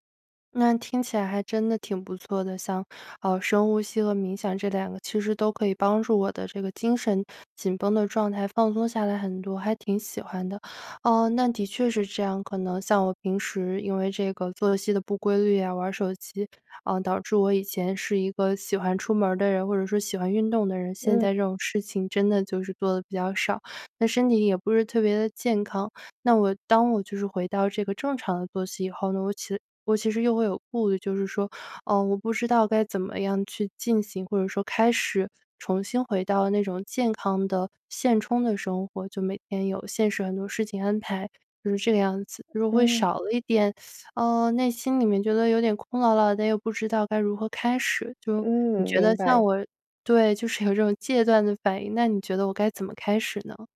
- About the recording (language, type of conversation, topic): Chinese, advice, 晚上玩手机会怎样影响你的睡前习惯？
- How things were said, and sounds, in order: teeth sucking; laughing while speaking: "有"